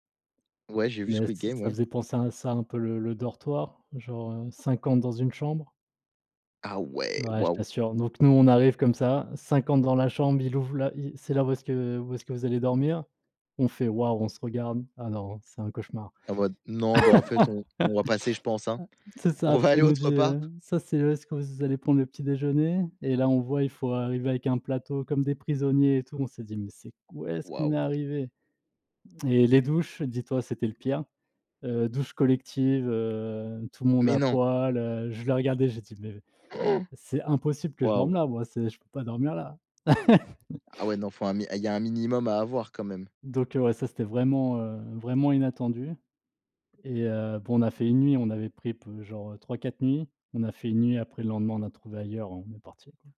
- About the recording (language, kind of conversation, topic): French, unstructured, Quelle est la chose la plus inattendue qui te soit arrivée en voyage ?
- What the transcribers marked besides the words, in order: laugh; laughing while speaking: "aller"; laugh